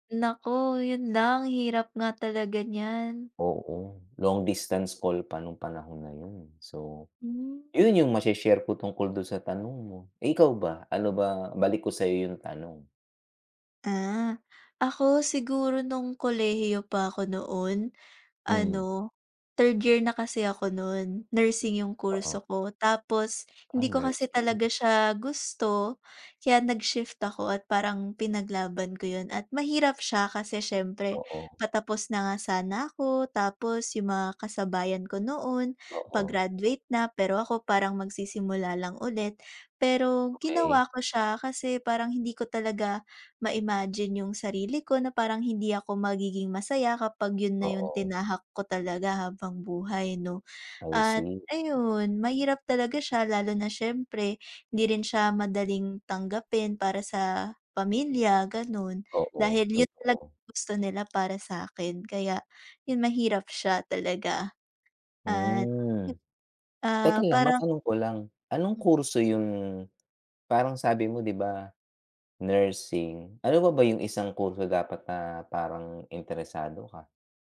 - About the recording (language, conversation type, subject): Filipino, unstructured, Ano ang pinakamahirap na desisyong nagawa mo sa buhay mo?
- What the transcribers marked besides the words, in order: in another language: "long distance call"; tapping; other background noise